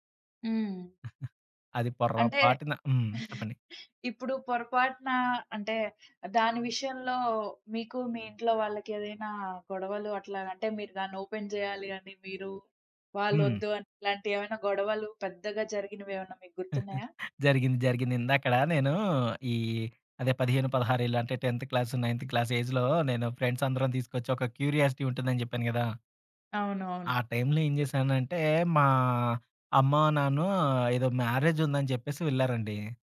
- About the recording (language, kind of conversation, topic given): Telugu, podcast, ఇంట్లో మీకు అత్యంత విలువైన వస్తువు ఏది, ఎందుకు?
- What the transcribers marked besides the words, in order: chuckle; other background noise; in English: "ఓపెన్"; chuckle; in English: "టెన్త్ క్లాస్, నైన్త్ క్లాస్ ఏజ్‌లో"; in English: "ఫ్రెండ్స్"; in English: "క్యూరియాసిటీ"; in English: "మ్యారేజ్"